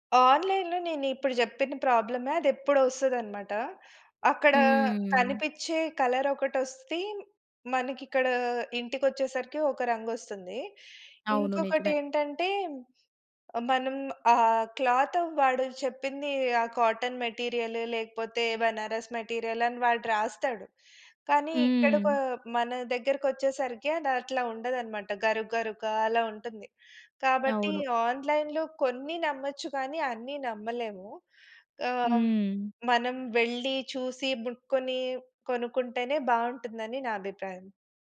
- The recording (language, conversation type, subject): Telugu, podcast, పాత దుస్తులను కొత్తగా మలచడం గురించి మీ అభిప్రాయం ఏమిటి?
- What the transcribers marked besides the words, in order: in English: "ఆన్‌లైన్‌లో"; in English: "కలర్"; in English: "క్లాత్"; in English: "మెటీరియల్"; in English: "ఆన్‌లైన్‌లో"